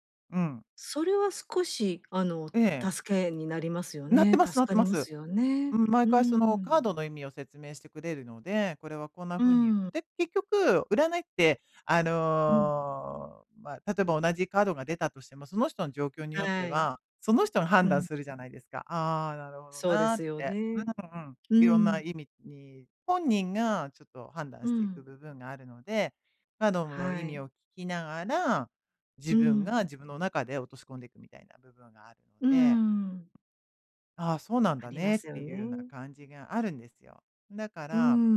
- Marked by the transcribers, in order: drawn out: "あの"
- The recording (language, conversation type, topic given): Japanese, advice, グループのノリに馴染めないときはどうすればいいですか？